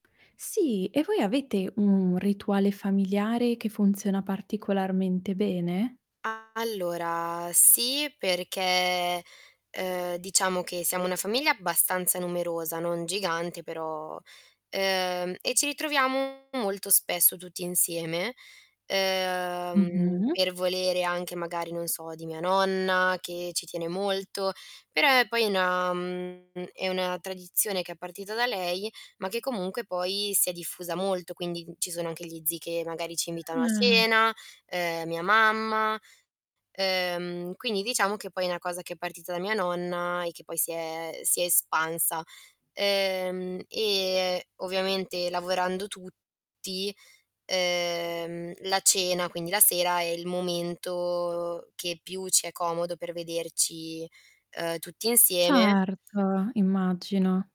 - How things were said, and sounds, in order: distorted speech; tapping; drawn out: "ehm"; drawn out: "Ah"; drawn out: "momento"
- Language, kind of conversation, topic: Italian, podcast, Quali rituali familiari aiutano a mantenere forti i legami affettivi?